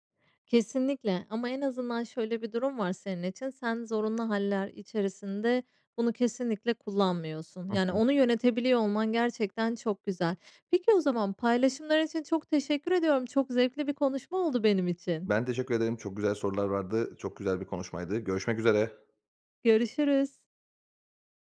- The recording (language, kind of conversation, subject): Turkish, podcast, Ekran bağımlılığıyla baş etmek için ne yaparsın?
- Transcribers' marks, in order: other background noise